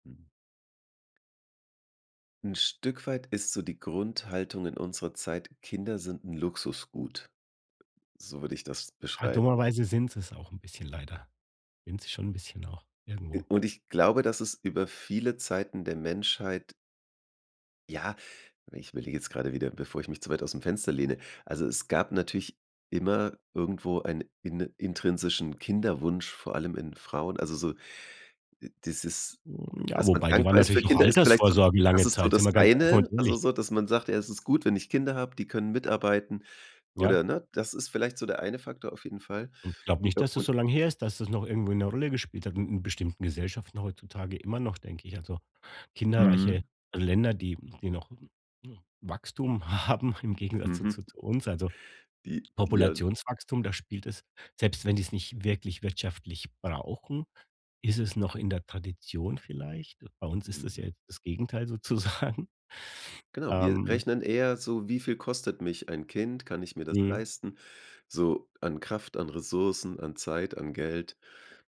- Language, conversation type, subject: German, podcast, Welche Tipps hast du für Familien, die mit Kindern draußen unterwegs sind?
- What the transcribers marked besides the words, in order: other noise; other background noise; laughing while speaking: "haben"; laughing while speaking: "sozusagen"